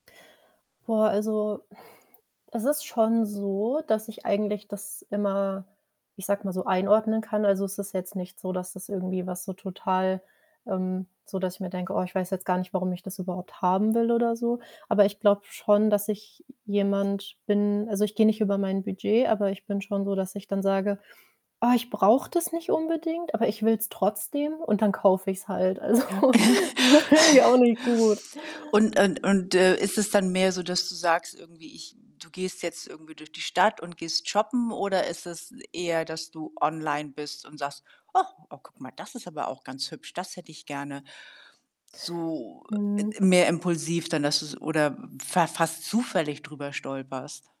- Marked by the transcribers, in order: static; snort; other background noise; chuckle; laughing while speaking: "Also, so irgendwie auch nicht gut"; put-on voice: "Och"
- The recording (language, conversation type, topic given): German, advice, Wie haben sich deine Fehlkäufe angesammelt, und welchen Stress verursachen sie dir?